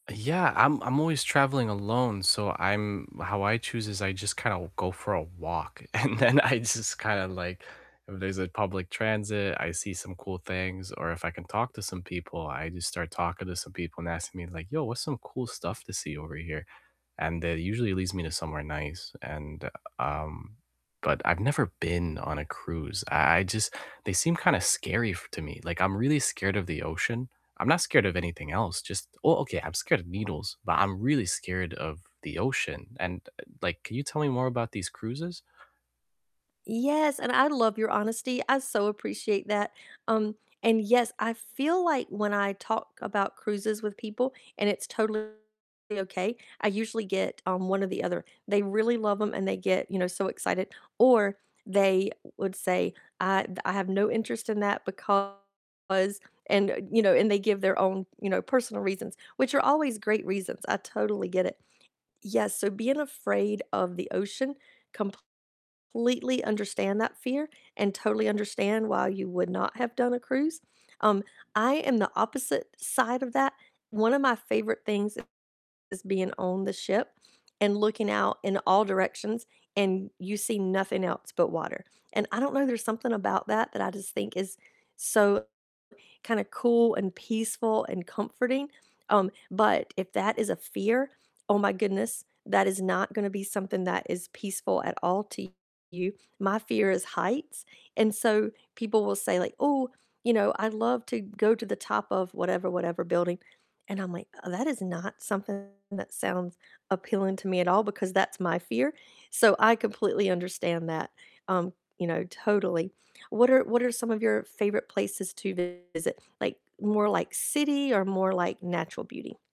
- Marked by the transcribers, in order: static; laughing while speaking: "and then I just"; distorted speech; other background noise
- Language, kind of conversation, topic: English, unstructured, How do you choose which neighborhoods to explore in a new city, and what makes them feel like a good fit for you?